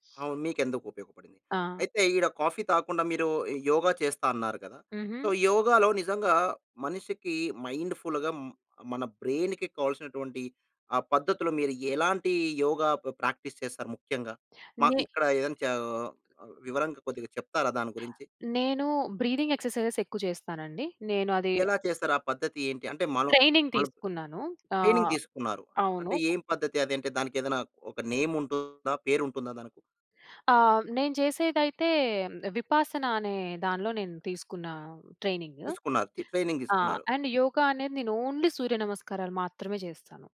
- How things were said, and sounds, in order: in English: "కాఫీ"; in English: "సో"; in English: "మైండ్ ఫుల్‌గా"; in English: "బ్రెయిన్‌కి"; in English: "ప్ప్రాక్టీస్"; other background noise; in English: "బ్రీ‌థింగ్ ఎక్సర్‌సై‌జెస్"; in English: "ట్రైనింగ్"; in English: "ట్రైనింగ్"; in English: "నేమ్"; in English: "ట్రైనింగ్"; in English: "అండ్"; in English: "ట్రె ట్రైనింగ్"; in English: "ఓన్లీ"
- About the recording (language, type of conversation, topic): Telugu, podcast, ఉదయాన్ని శ్రద్ధగా ప్రారంభించడానికి మీరు పాటించే దినచర్య ఎలా ఉంటుంది?